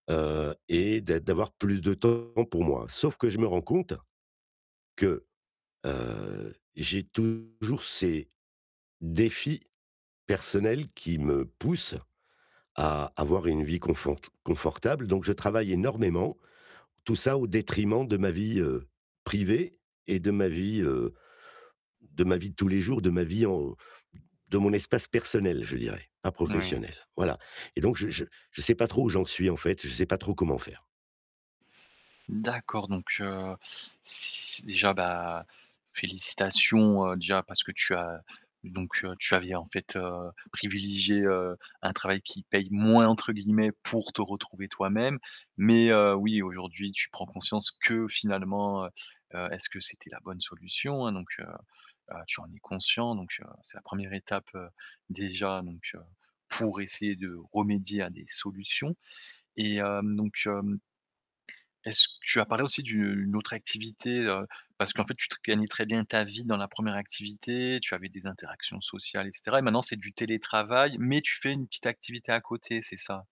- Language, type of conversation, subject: French, advice, Comment puis-je trouver un équilibre entre mes ambitions et mon bien-être au quotidien ?
- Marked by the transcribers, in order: distorted speech; static; stressed: "moins"; stressed: "que"